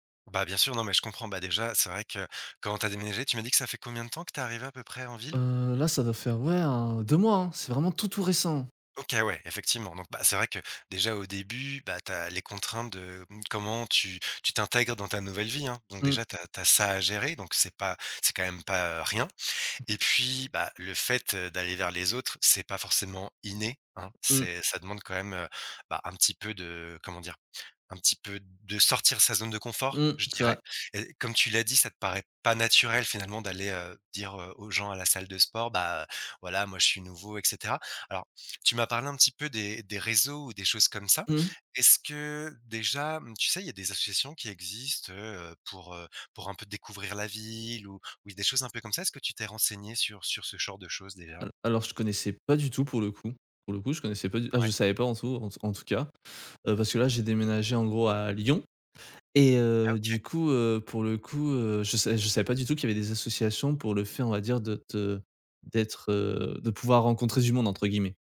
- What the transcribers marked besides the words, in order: tapping; stressed: "Lyon"
- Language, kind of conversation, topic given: French, advice, Pourquoi est-ce que j’ai du mal à me faire des amis dans une nouvelle ville ?